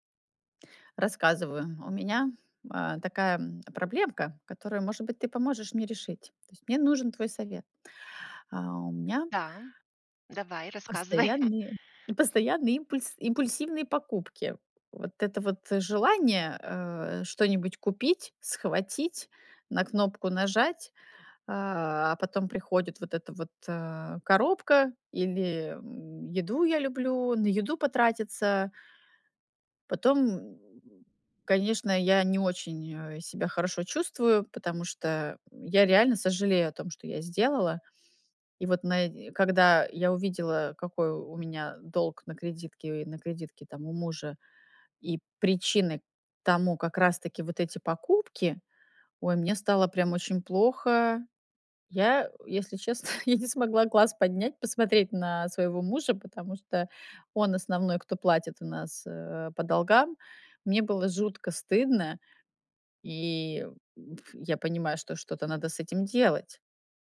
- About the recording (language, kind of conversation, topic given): Russian, advice, Почему я постоянно совершаю импульсивные покупки и потом жалею об этом?
- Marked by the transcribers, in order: laughing while speaking: "постоянные"; chuckle; tapping; chuckle